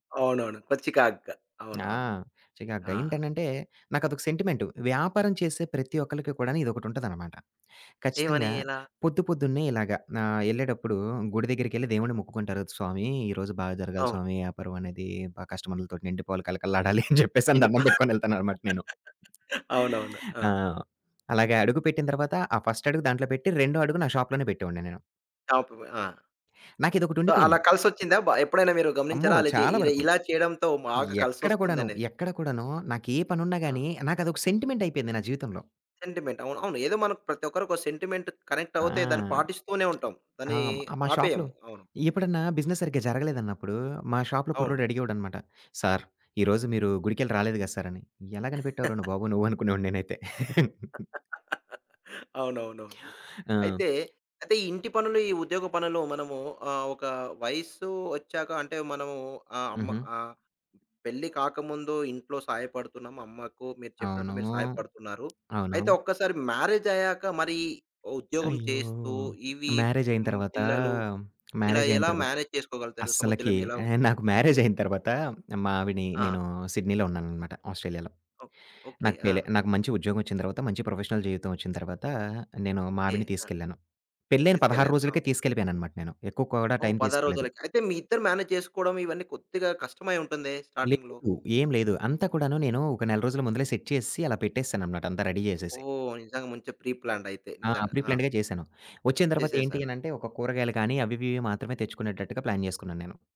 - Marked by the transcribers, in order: other background noise; laughing while speaking: "చెప్పేసని దన్నం పెట్టుకొని వెళ్తాన్న అనమాట నేను"; chuckle; tapping; in English: "ఫస్ట్"; in English: "షాప్‌లోనే"; in English: "సో"; in English: "సెంటిమెంట్"; in English: "సెంటిమెంట్"; in English: "సెంటిమెంట్ కనెక్ట్"; in English: "షాప్‌లో"; in English: "బిజినెస్"; in English: "షాప్‌లో"; chuckle; laugh; chuckle; gasp; in English: "మ్యారేజ్"; in English: "మ్యారేజ్"; in English: "మ్యారేజ్"; in English: "మేనేజ్"; in English: "మ్యారేజ్"; in English: "ప్రొఫెషనల్"; in English: "మేనేజ్"; in English: "స్టార్టింగ్‌లో?"; in English: "సెట్"; in English: "రెడీ"; in English: "ప్రీ ప్లాన్డ్"; in English: "ప్రీ ప్లాన్డ్‌గా"; in English: "ప్లాన్"
- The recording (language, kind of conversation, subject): Telugu, podcast, ఇంటి పనులు మరియు ఉద్యోగ పనులను ఎలా సమతుల్యంగా నడిపిస్తారు?